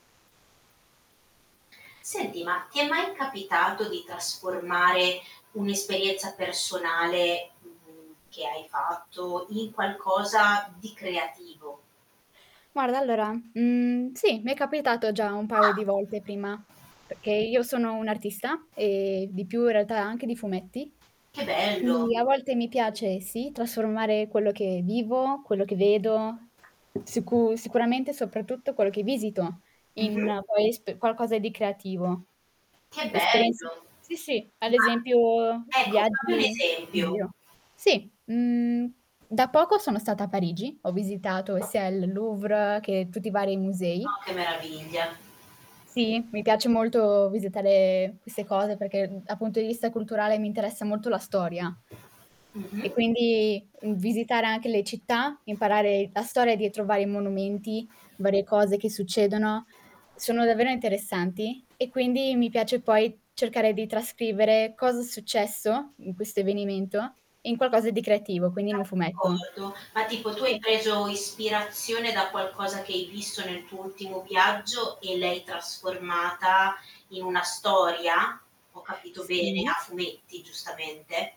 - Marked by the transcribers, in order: static; tapping; "paio" said as "pauo"; distorted speech; other background noise; "avvenimento" said as "evenimento"
- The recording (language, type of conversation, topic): Italian, podcast, Come trasformi un’esperienza personale in qualcosa di creativo?
- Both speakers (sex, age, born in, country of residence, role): female, 18-19, Romania, Italy, guest; female, 35-39, Italy, Italy, host